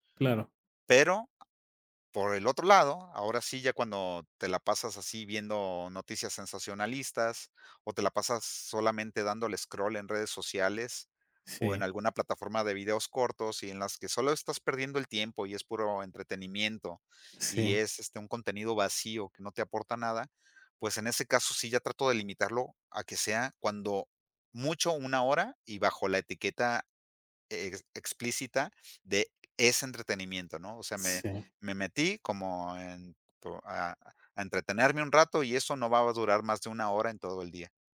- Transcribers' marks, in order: other noise
- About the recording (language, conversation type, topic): Spanish, podcast, ¿Qué haces cuando sientes que el celular te controla?
- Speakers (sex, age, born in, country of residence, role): male, 50-54, Mexico, Mexico, guest; male, 50-54, Mexico, Mexico, host